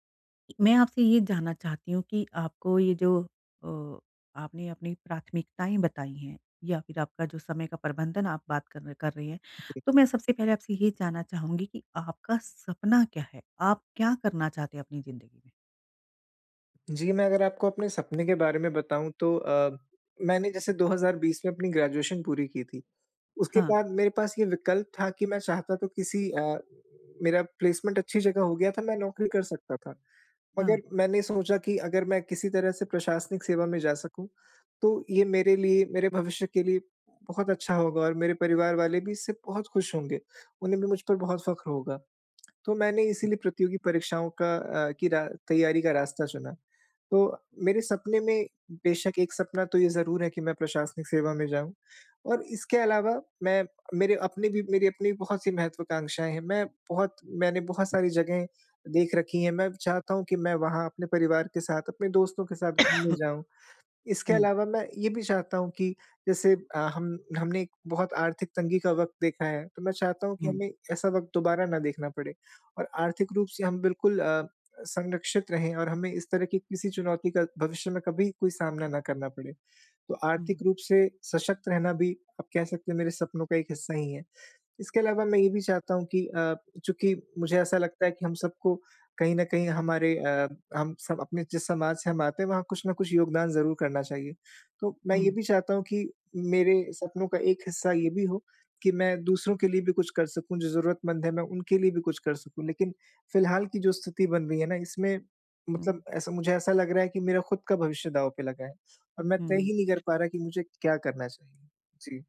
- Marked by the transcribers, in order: in English: "ग्रेजुएशन"; in English: "प्लेसमेंट"; cough
- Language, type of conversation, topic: Hindi, advice, मैं अपने जीवन की प्राथमिकताएँ और समय का प्रबंधन कैसे करूँ ताकि भविष्य में पछतावा कम हो?